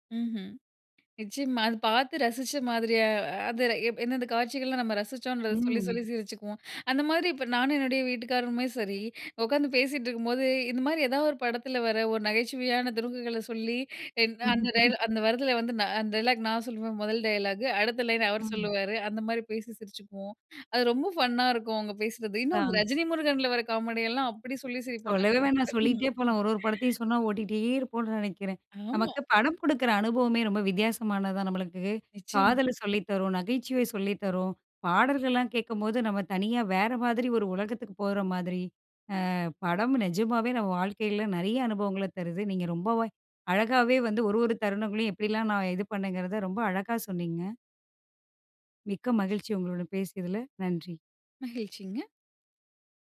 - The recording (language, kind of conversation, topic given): Tamil, podcast, உங்களுக்கு பிடித்த ஒரு திரைப்படப் பார்வை அனுபவத்தைப் பகிர முடியுமா?
- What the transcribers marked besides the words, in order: in English: "டயலாக்"; chuckle; in English: "டயலாக்"; in English: "டயலாக்கு"; in English: "லைன்"; in English: "ஃபன்னா"; inhale